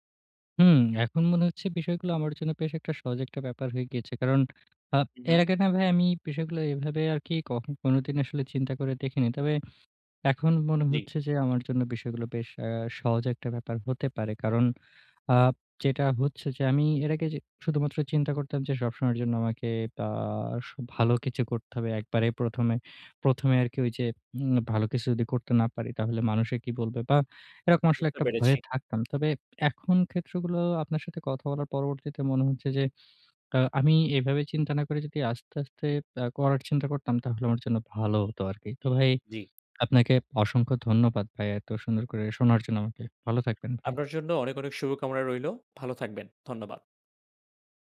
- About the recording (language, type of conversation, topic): Bengali, advice, নতুন কোনো শখ শুরু করতে গিয়ে ব্যর্থতার ভয় পেলে বা অনুপ্রেরণা হারিয়ে ফেললে আমি কী করব?
- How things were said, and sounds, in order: tapping; horn